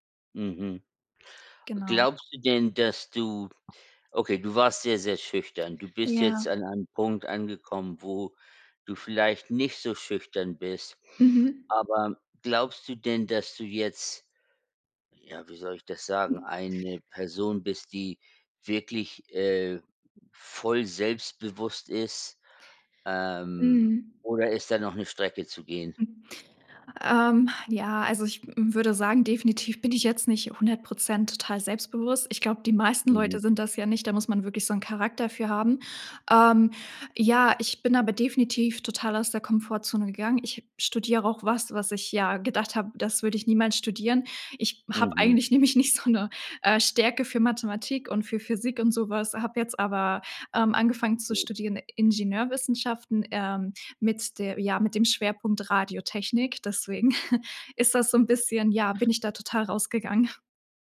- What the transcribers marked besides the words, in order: other noise; laughing while speaking: "nicht so 'ne"; chuckle; chuckle
- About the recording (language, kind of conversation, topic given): German, podcast, Was hilft dir, aus der Komfortzone rauszugehen?